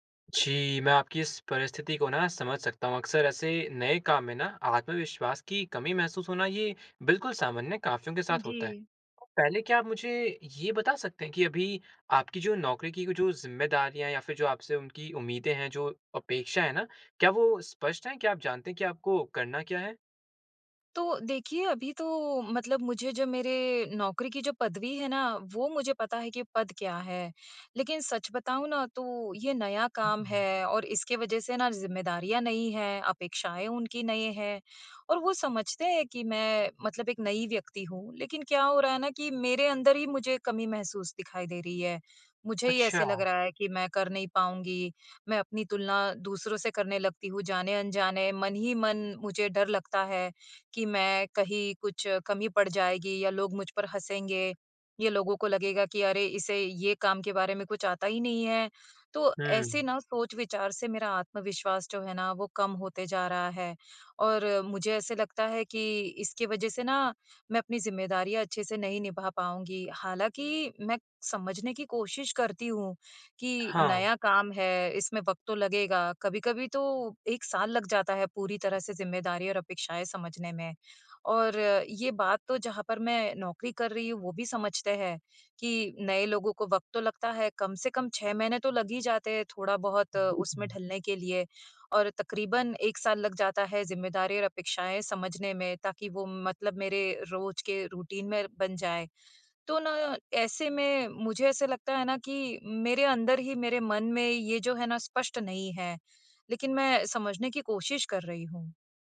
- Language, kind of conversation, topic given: Hindi, advice, मैं नए काम में आत्मविश्वास की कमी महसूस करके खुद को अयोग्य क्यों मान रहा/रही हूँ?
- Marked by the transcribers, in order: other background noise; in English: "रूटीन"